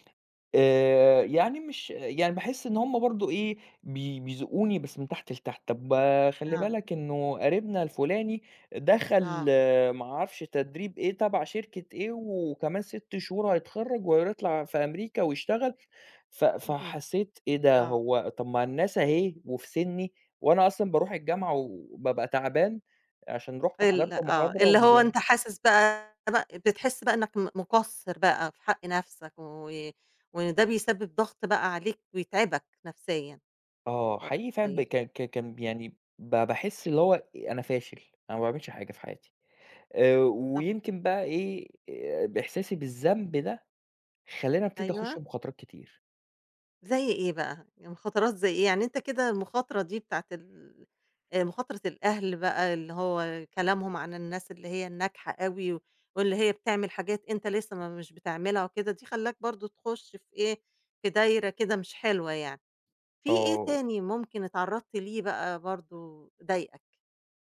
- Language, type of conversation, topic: Arabic, podcast, إزاي الضغط الاجتماعي بيأثر على قراراتك لما تاخد مخاطرة؟
- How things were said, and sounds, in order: unintelligible speech; unintelligible speech; unintelligible speech; tapping